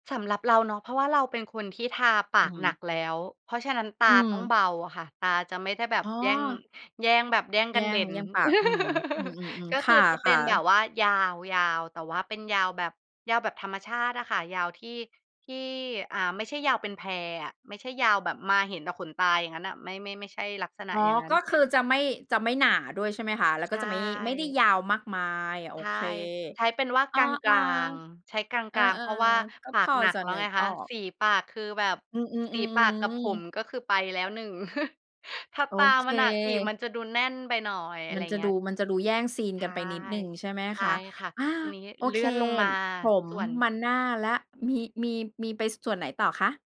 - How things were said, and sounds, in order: laugh; other noise; chuckle
- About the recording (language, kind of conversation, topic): Thai, podcast, คุณมีวิธีแต่งตัวยังไงในวันที่อยากมั่นใจ?